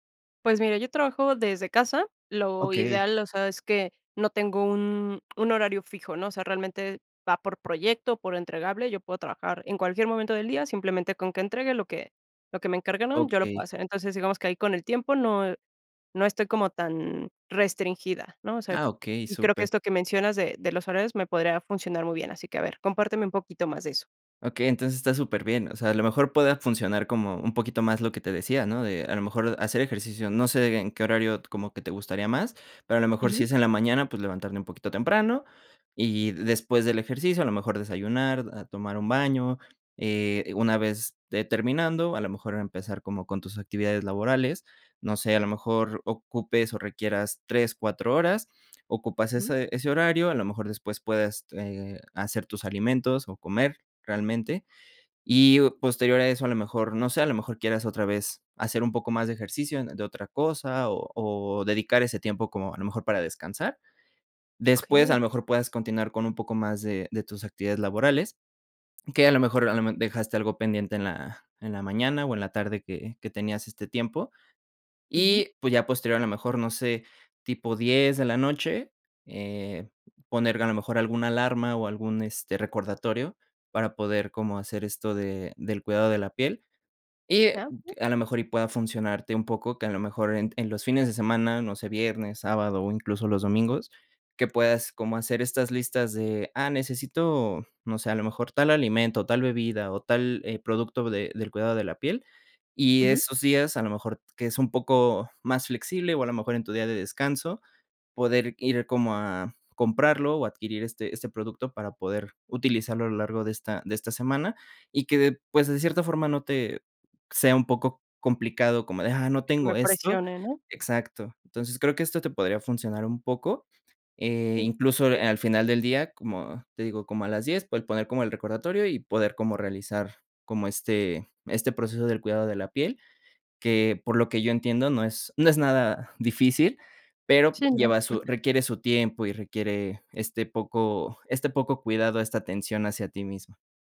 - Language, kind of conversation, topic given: Spanish, advice, ¿Por qué te cuesta crear y mantener una rutina de autocuidado sostenible?
- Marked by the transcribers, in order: swallow; unintelligible speech; chuckle; other background noise